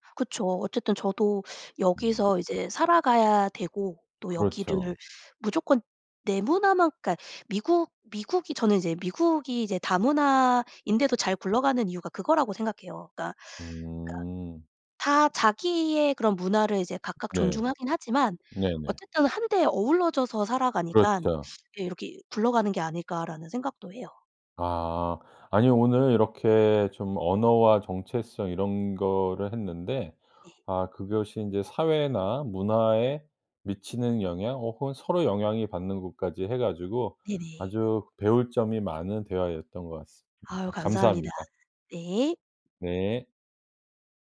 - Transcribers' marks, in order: other background noise; "어우러져서" said as "어울러져서"; tapping
- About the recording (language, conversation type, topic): Korean, podcast, 언어가 정체성에 어떤 역할을 한다고 생각하시나요?